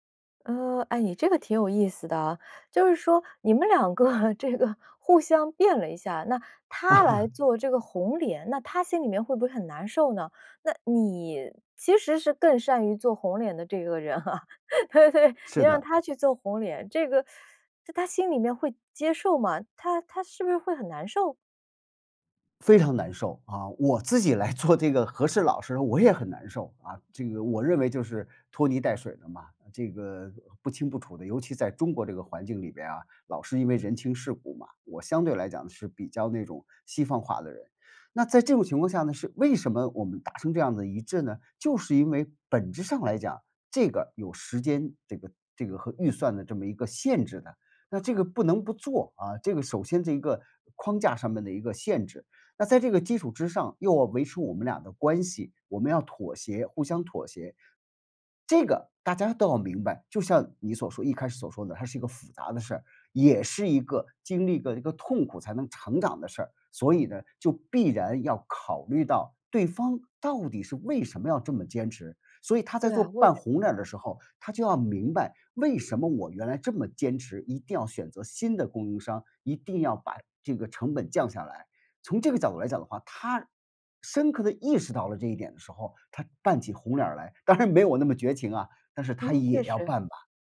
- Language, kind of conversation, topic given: Chinese, podcast, 合作时你如何平衡个人风格？
- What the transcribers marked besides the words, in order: laughing while speaking: "两个 这个"; laugh; laughing while speaking: "这个人啊，对 对"; teeth sucking; laughing while speaking: "来做这个和事佬时"; "过" said as "个"; laughing while speaking: "当然没有我那么绝情啊"